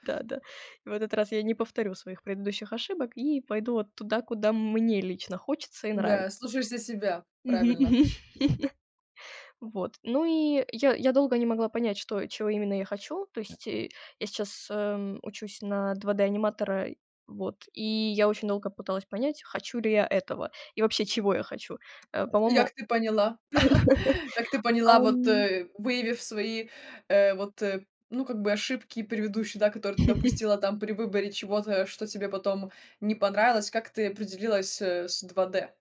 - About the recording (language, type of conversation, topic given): Russian, podcast, Как ты относишься к идее превратить хобби в работу?
- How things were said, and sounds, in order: stressed: "мне"; chuckle; other background noise; tapping; chuckle; chuckle